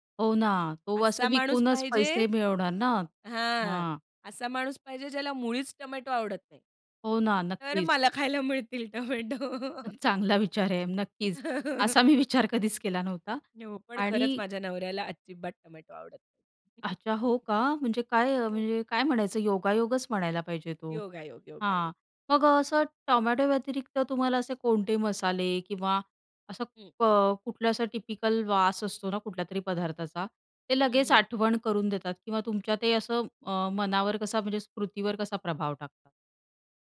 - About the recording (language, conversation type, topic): Marathi, podcast, घरच्या रेसिपींच्या गंधाचा आणि स्मृतींचा काय संबंध आहे?
- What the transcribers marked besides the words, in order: laughing while speaking: "मला खायला मिळतील टोमॅटो"; other background noise; laughing while speaking: "चांगला विचार आहे नक्कीच"; chuckle; laughing while speaking: "विचार कधीच केला नव्हता"; chuckle; in English: "टिपिकल"